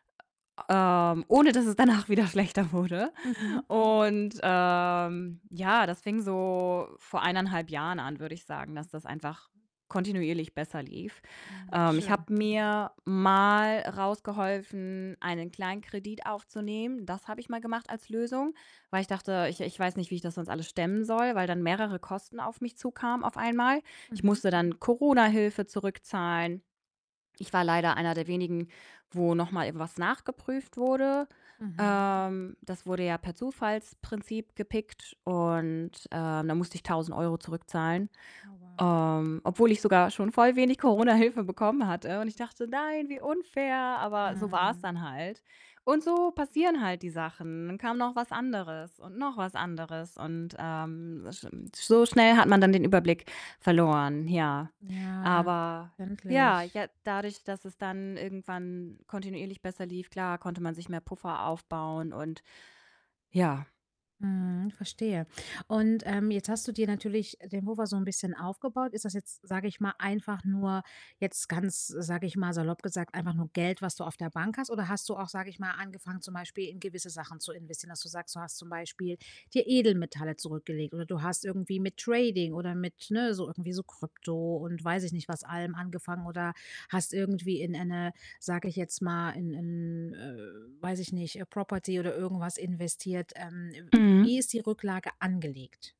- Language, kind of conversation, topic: German, advice, Wie kann ich im Alltag besser mit Geldangst umgehen?
- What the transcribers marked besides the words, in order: distorted speech; laughing while speaking: "danach wieder schlechter wurde"; background speech; put-on voice: "Nein, wie unfair!"; in English: "Property"